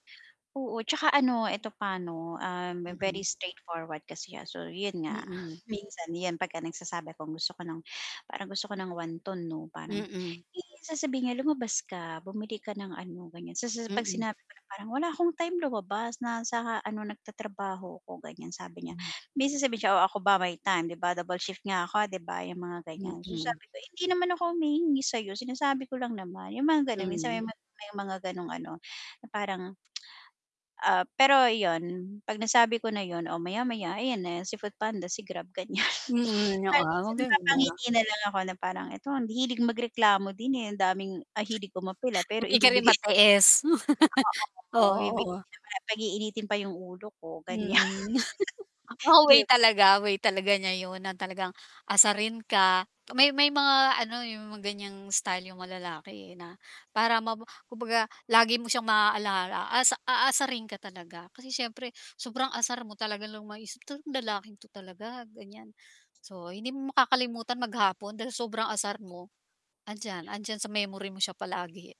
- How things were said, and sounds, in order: static; tsk; laughing while speaking: "ganyan"; laughing while speaking: "Hindi ka rin matiis"; laugh; chuckle; laughing while speaking: "ganyan"
- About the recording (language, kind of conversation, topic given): Filipino, advice, Paano ko malalaman kung dapat ko pang ipagpatuloy ang relasyon batay sa lohika at kutob?